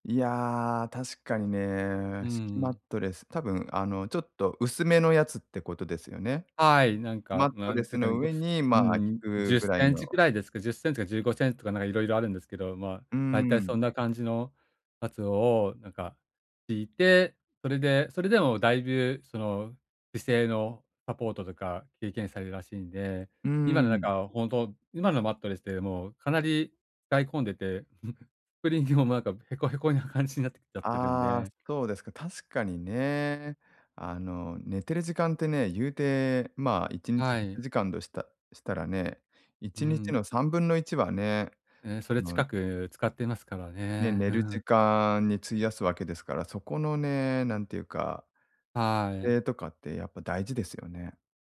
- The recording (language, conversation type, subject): Japanese, advice, 買い物で選択肢が多くてどれを買うか迷ったとき、どうやって決めればいいですか？
- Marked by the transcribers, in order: tapping; chuckle